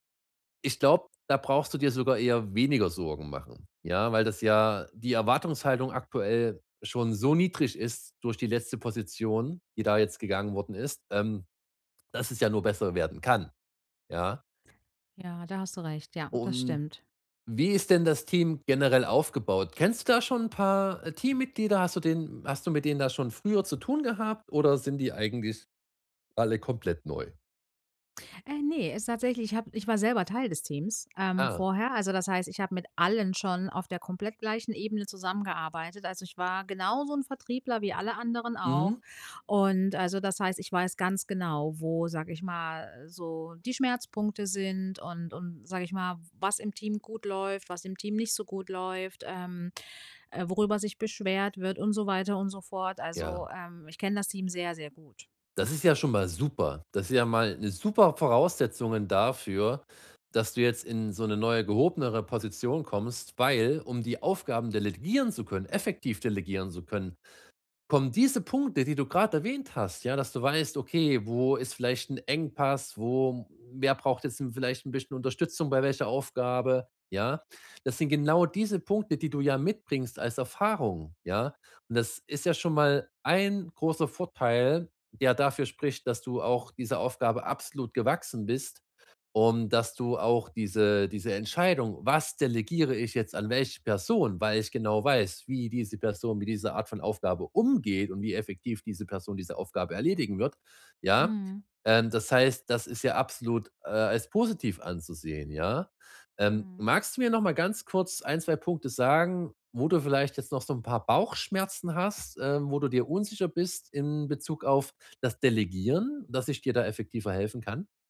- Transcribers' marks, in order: stressed: "allen"
- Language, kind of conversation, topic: German, advice, Wie kann ich Aufgaben effektiv an andere delegieren?
- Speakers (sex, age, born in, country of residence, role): female, 35-39, Germany, Netherlands, user; male, 30-34, Germany, Germany, advisor